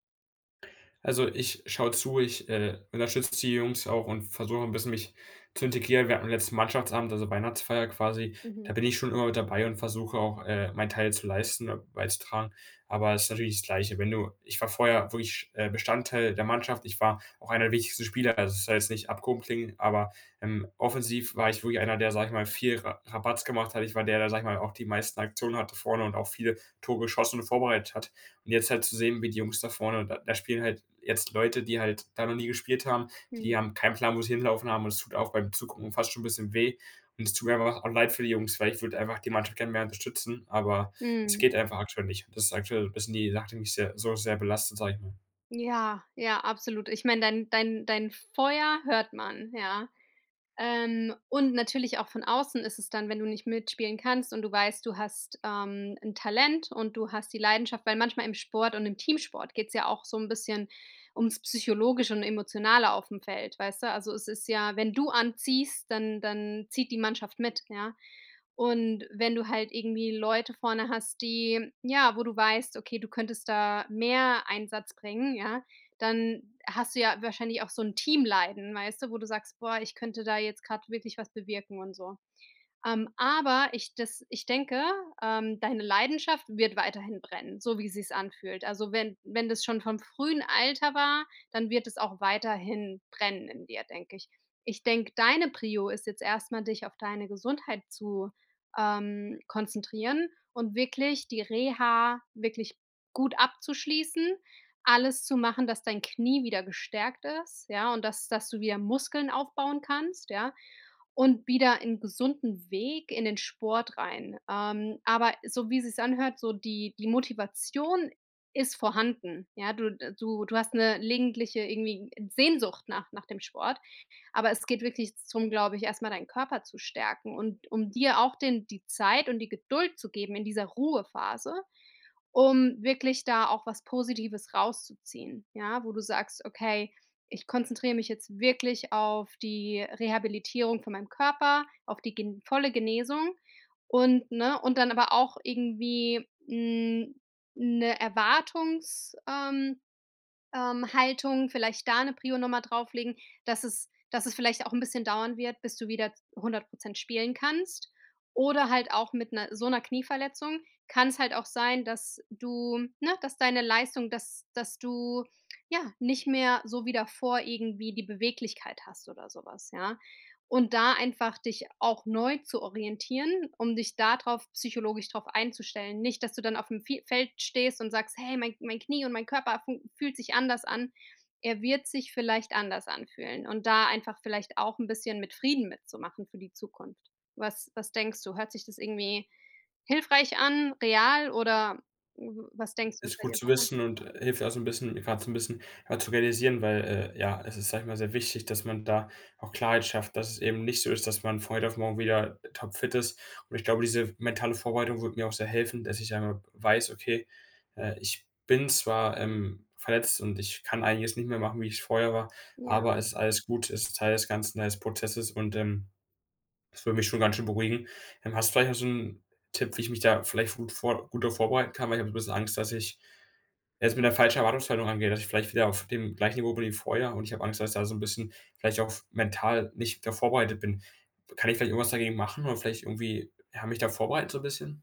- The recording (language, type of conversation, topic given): German, advice, Wie kann ich nach einer längeren Pause meine Leidenschaft wiederfinden?
- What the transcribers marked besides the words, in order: unintelligible speech; "gelegentliche" said as "legentliche"; other background noise; tapping; unintelligible speech